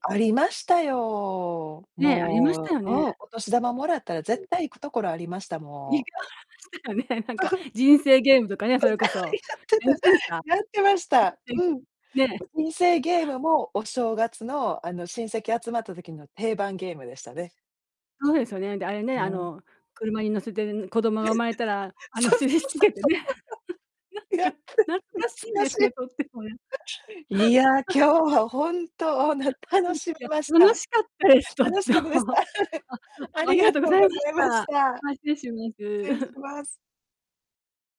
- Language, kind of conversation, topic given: Japanese, podcast, 子どもの頃、家の雰囲気はどんな感じでしたか？
- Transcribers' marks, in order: distorted speech; laughing while speaking: "そう"; laughing while speaking: "そ、ああ、やってた"; other background noise; laughing while speaking: "増えてきて。そう そう そう そう そう そう。やって、懐かしい"; laughing while speaking: "印つけてね。ん、なんか、懐かしいですね、とってもね"; laugh; laughing while speaking: "楽しかったです、とっても"; laughing while speaking: "楽しかったです。はい。ありがとうございました"; chuckle